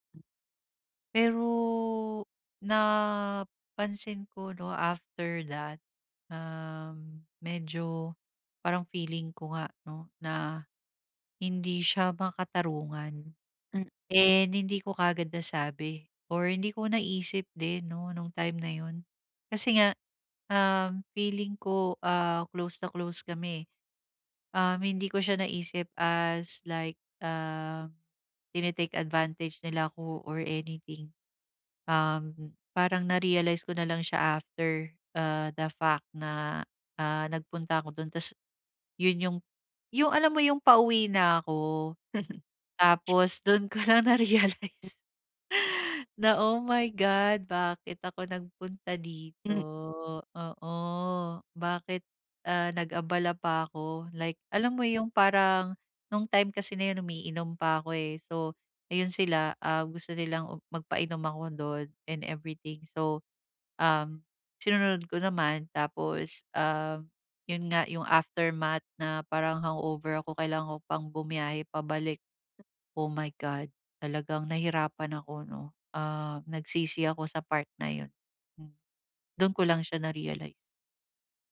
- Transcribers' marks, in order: tapping; laughing while speaking: "lang na-realize na"; other background noise; unintelligible speech; wind; in English: "aftermath"
- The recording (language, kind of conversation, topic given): Filipino, advice, Paano ako magtatakda ng personal na hangganan sa mga party?